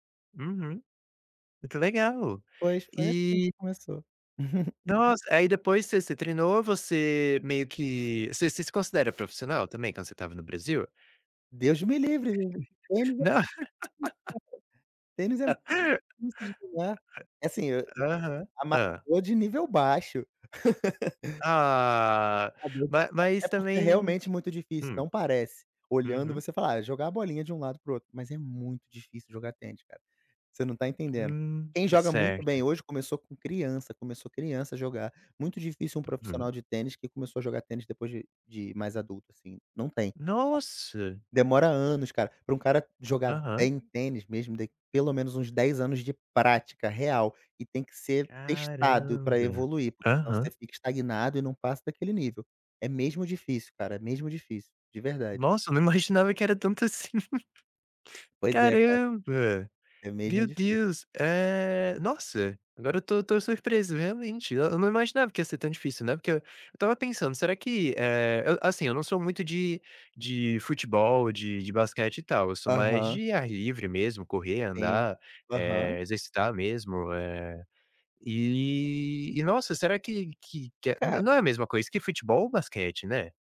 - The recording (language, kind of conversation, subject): Portuguese, podcast, Como você redescobriu um hobby que tinha abandonado?
- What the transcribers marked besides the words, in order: chuckle; tapping; other background noise; laugh; chuckle; laugh; drawn out: "Ah"; unintelligible speech; "Caramba" said as "Caranda"; chuckle; laugh